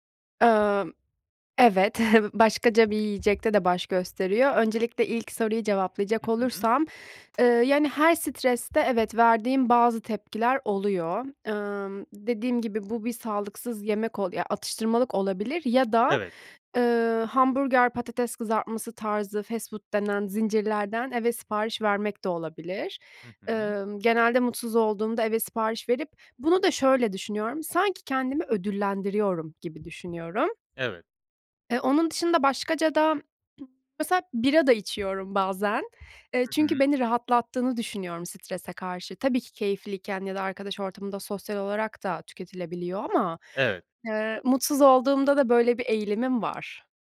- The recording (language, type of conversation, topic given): Turkish, advice, Stresle başa çıkarken sağlıksız alışkanlıklara neden yöneliyorum?
- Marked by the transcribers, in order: chuckle; tapping; other background noise; throat clearing